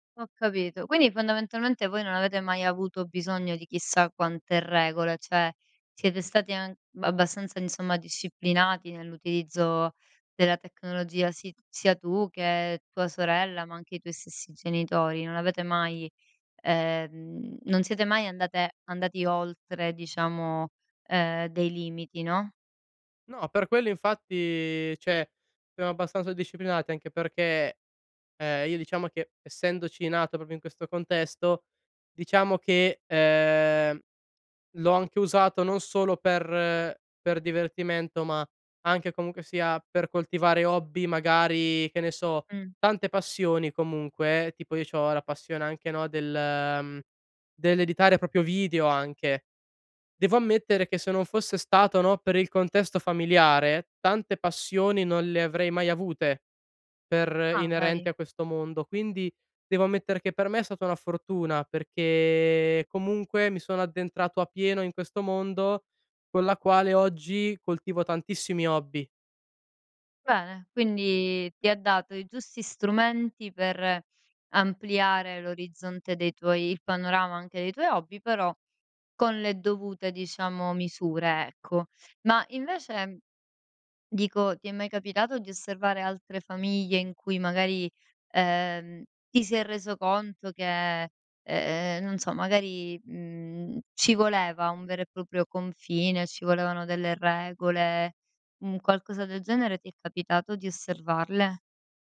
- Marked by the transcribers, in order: "Cioè" said as "ceh"; "cioè" said as "ceh"; "proprio" said as "propio"; "proprio" said as "propio"
- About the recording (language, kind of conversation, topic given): Italian, podcast, Come creare confini tecnologici in famiglia?